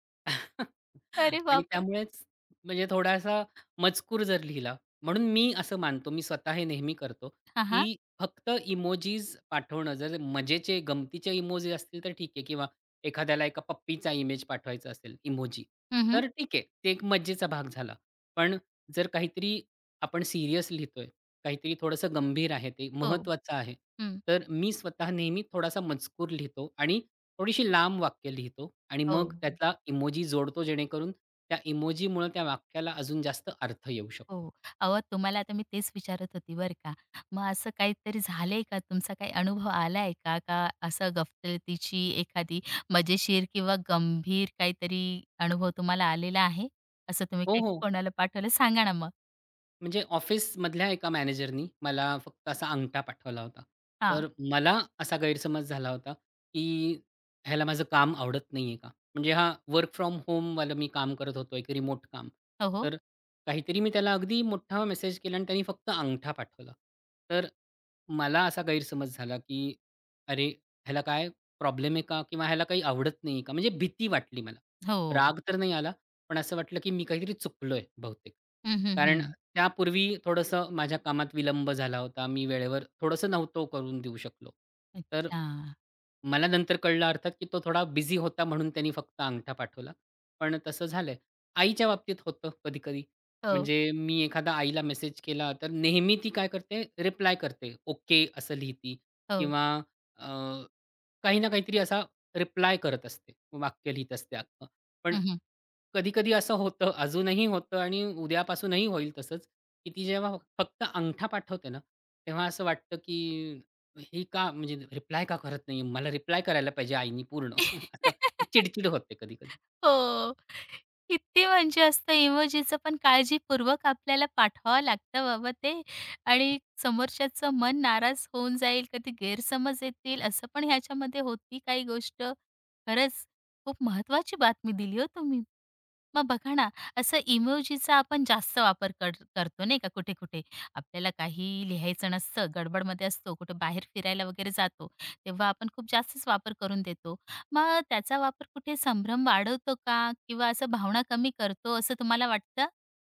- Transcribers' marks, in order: chuckle; tapping; laughing while speaking: "अरे बापरे!"; in English: "वर्क फ्रॉम होमवालं"; other noise; "लिहिते" said as "लिहिती"; angry: "की हे का? म्हणजे रिप्लाय … पाहिजे आईनी पूर्ण"; giggle; laughing while speaking: "हो. किती म्हणजे असतं इमोजीच पण काळजीपूर्वक आपल्याला पाठवावं लागतं बाबा ते"; laugh; other background noise
- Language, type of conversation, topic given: Marathi, podcast, इमोजी वापरण्याबद्दल तुमची काय मते आहेत?